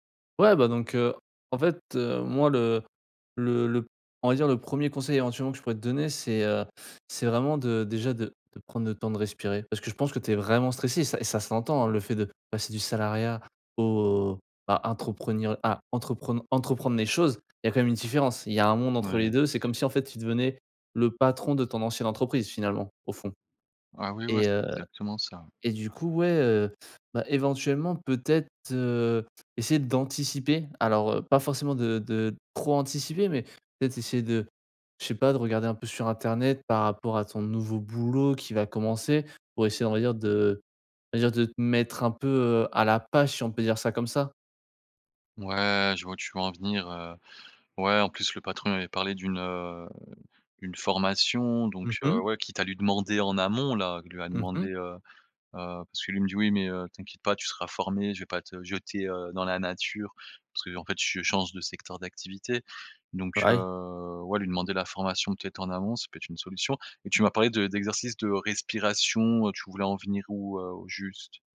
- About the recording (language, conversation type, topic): French, advice, Comment avancer malgré la peur de l’inconnu sans se laisser paralyser ?
- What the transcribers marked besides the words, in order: stressed: "vraiment"; other background noise